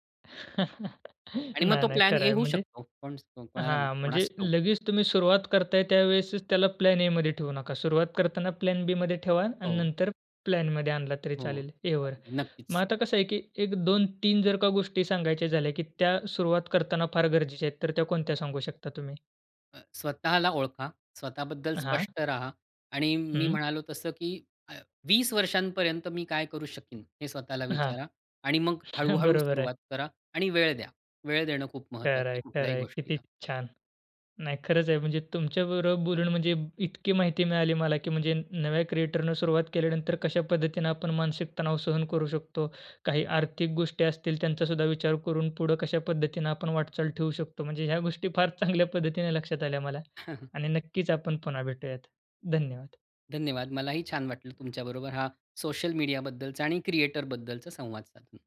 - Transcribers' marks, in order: chuckle; laughing while speaking: "नाही, नाही, खरं आहे"; in English: "प्लॅन-ए"; in English: "प्लॅन-एमध्ये"; in English: "प्लॅन-बीमध्ये"; in English: "एवर"; other noise; laughing while speaking: "बरोबर आहे"; laughing while speaking: "चांगल्या"; chuckle; other background noise
- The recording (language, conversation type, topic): Marathi, podcast, नव्या सामग्री-निर्मात्याला सुरुवात कशी करायला सांगाल?
- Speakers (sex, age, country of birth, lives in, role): male, 20-24, India, India, host; male, 40-44, India, India, guest